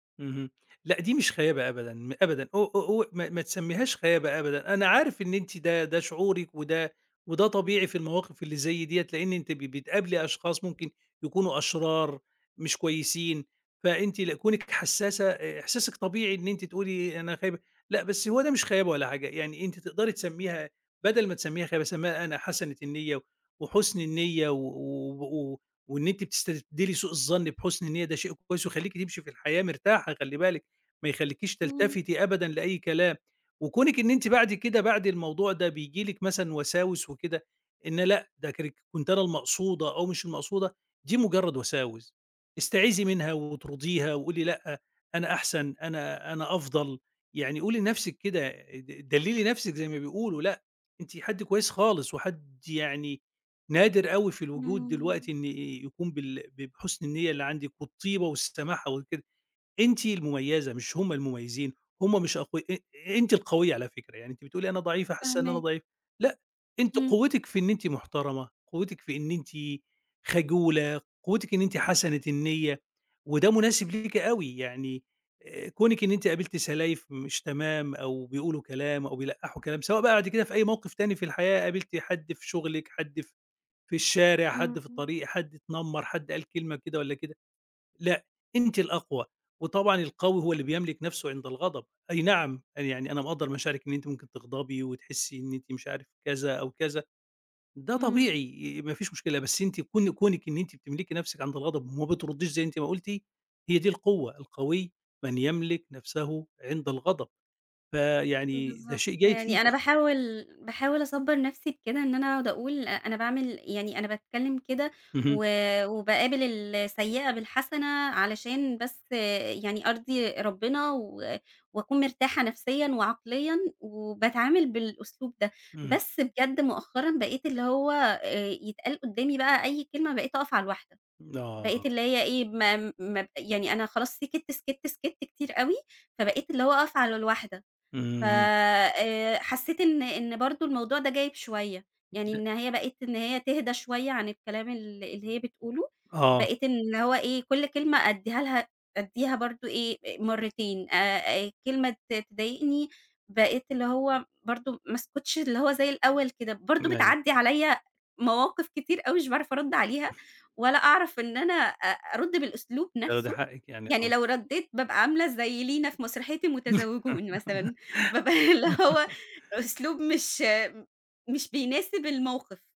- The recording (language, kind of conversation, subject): Arabic, advice, إزاي أقدر أعبّر عن مشاعري من غير ما أكتم الغضب جوايا؟
- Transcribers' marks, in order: tapping; other background noise; unintelligible speech; chuckle; laughing while speaking: "بابقى اللي هو أسلوب مش مش بيناسب الموقف"